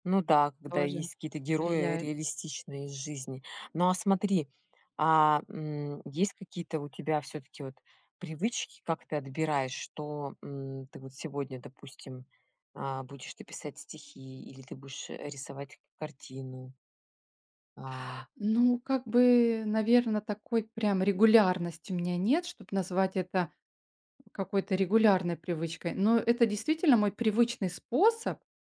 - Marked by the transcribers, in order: other background noise
- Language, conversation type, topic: Russian, podcast, Какие привычки помогают тебе оставаться творческим?